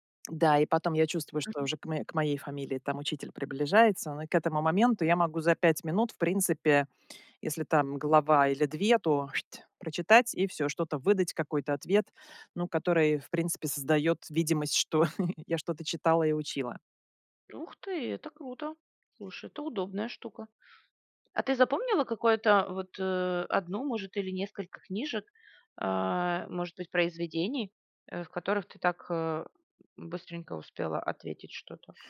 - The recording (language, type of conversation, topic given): Russian, podcast, Как выжимать суть из длинных статей и книг?
- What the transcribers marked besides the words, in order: tapping; chuckle; other background noise